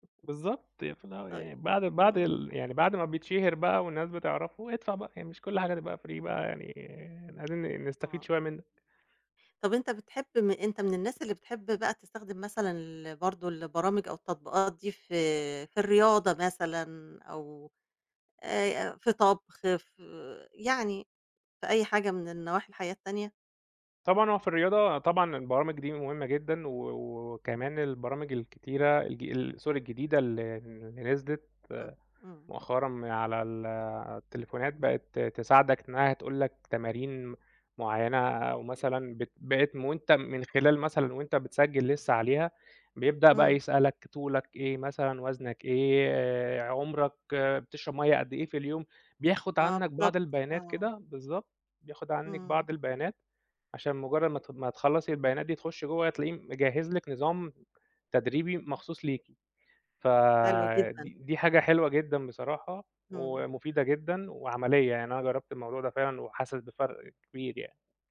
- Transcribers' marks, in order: in English: "free"; tapping; in English: "sorry"; other background noise
- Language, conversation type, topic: Arabic, podcast, إزاي التكنولوجيا غيّرت روتينك اليومي؟